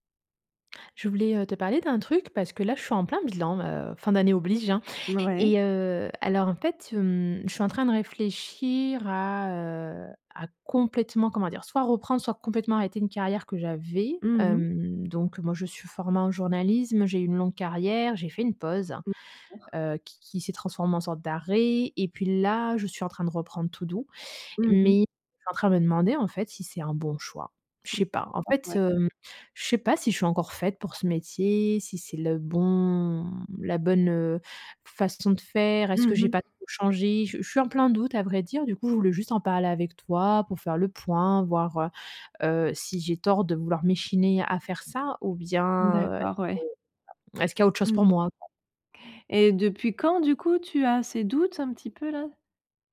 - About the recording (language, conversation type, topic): French, advice, Pourquoi est-ce que je doute de ma capacité à poursuivre ma carrière ?
- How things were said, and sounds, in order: other background noise; stressed: "complètement"; drawn out: "Hem"; unintelligible speech; stressed: "d'arrêt"; unintelligible speech; unintelligible speech